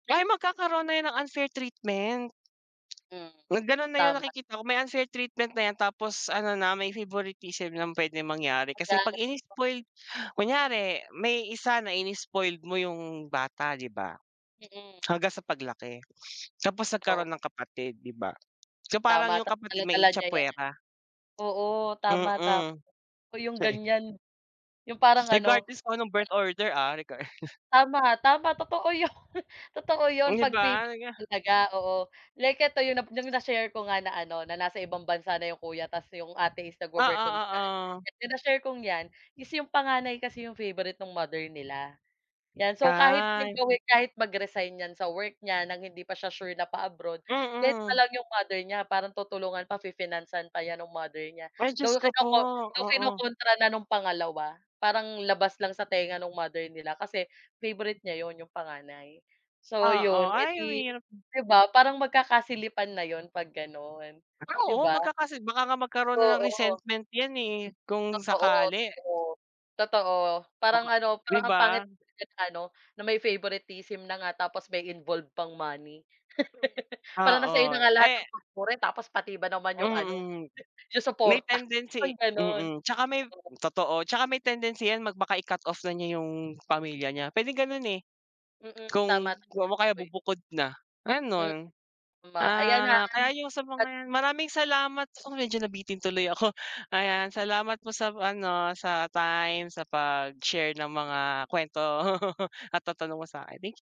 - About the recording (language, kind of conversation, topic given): Filipino, unstructured, Ano ang palagay mo sa mga taong laging umaasa sa pera ng iba?
- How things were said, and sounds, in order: unintelligible speech; tapping; chuckle; other background noise; laughing while speaking: "yun"; unintelligible speech; laugh; unintelligible speech; laughing while speaking: "kwento"